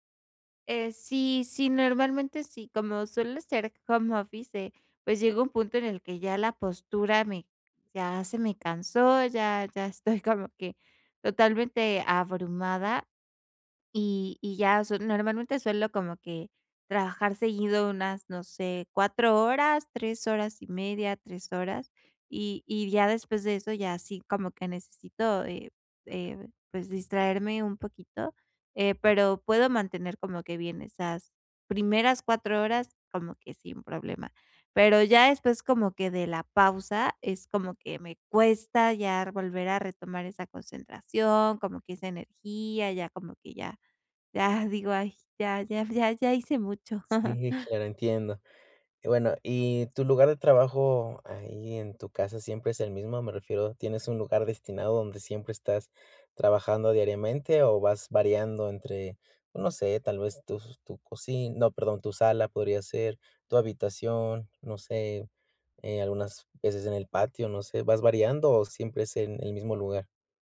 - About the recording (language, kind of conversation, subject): Spanish, advice, ¿Cómo puedo reducir las distracciones y mantener la concentración por más tiempo?
- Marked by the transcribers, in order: other noise; chuckle